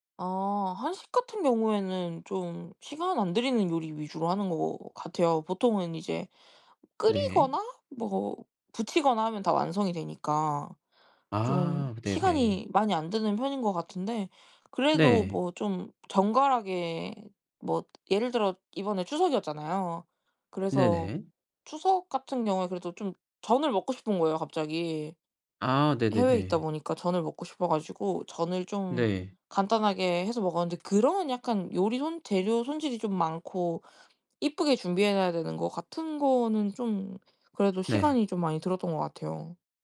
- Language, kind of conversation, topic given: Korean, podcast, 집에 늘 챙겨두는 필수 재료는 무엇인가요?
- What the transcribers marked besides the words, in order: tapping